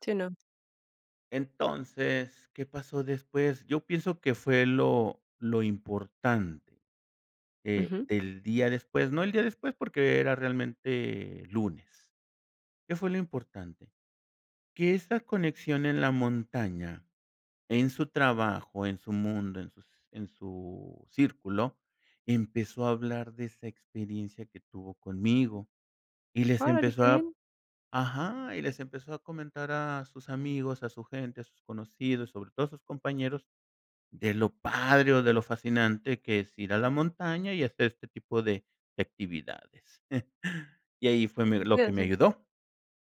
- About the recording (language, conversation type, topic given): Spanish, podcast, ¿Qué momento en la naturaleza te dio paz interior?
- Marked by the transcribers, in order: chuckle; unintelligible speech